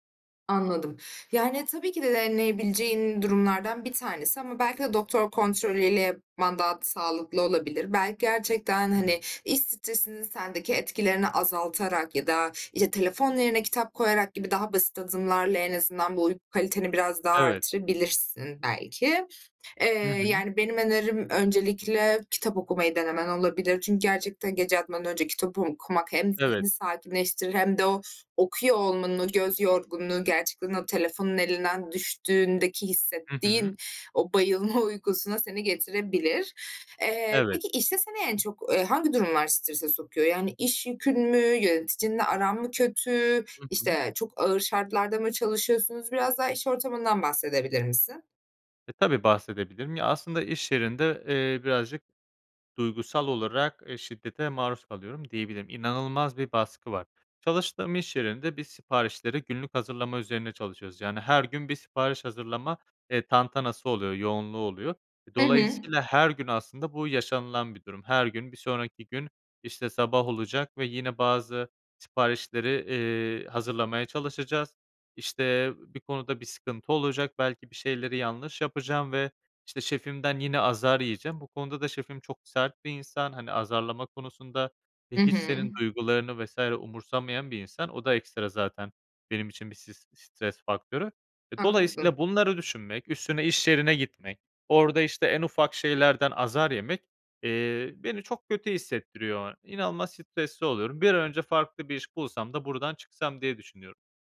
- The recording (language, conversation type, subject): Turkish, advice, İş stresi uykumu etkiliyor ve konsantre olamıyorum; ne yapabilirim?
- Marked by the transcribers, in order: tapping; other background noise